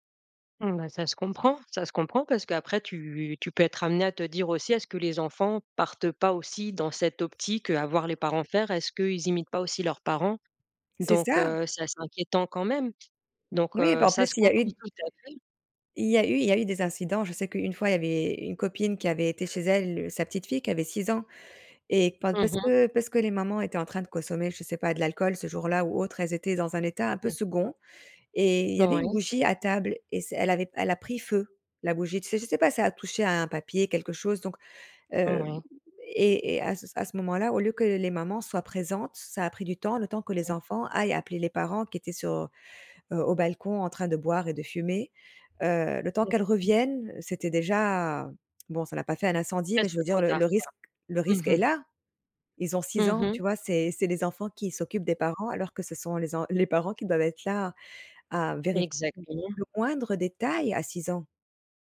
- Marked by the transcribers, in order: stressed: "moindre détail"
- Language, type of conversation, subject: French, advice, Pourquoi est-ce que je me sens mal à l’aise avec la dynamique de groupe quand je sors avec mes amis ?
- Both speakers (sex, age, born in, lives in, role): female, 35-39, France, Portugal, advisor; female, 35-39, France, Spain, user